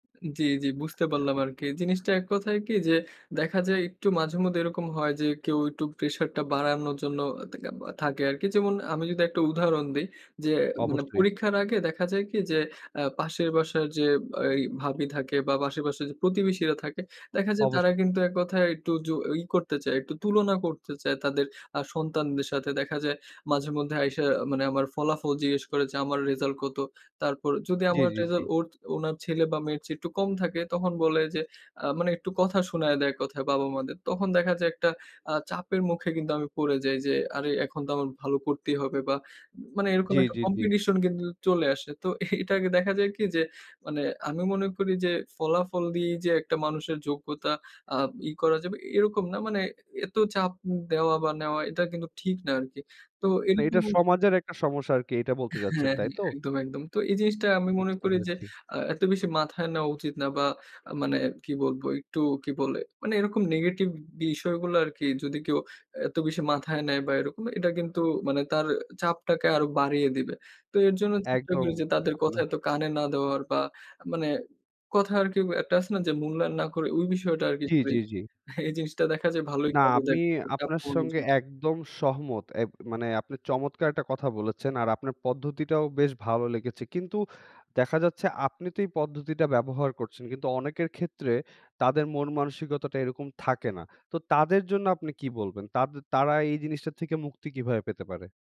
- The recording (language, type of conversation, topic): Bengali, podcast, চাপে থাকলে তুমি কীভাবে নিজেকে শান্ত রাখো?
- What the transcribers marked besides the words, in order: unintelligible speech; other background noise; chuckle; unintelligible speech; chuckle